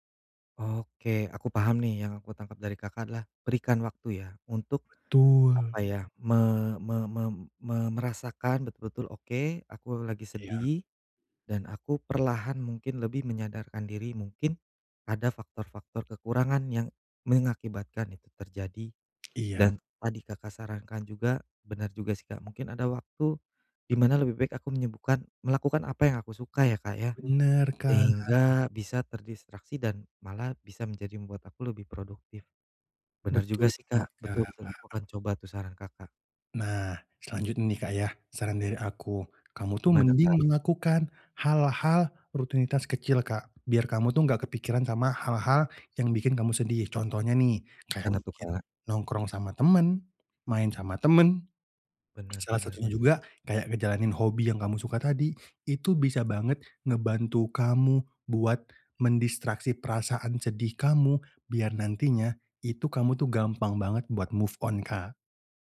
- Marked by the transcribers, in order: tapping; in English: "move on"
- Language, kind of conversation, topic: Indonesian, advice, Bagaimana cara membangun kembali harapan pada diri sendiri setelah putus?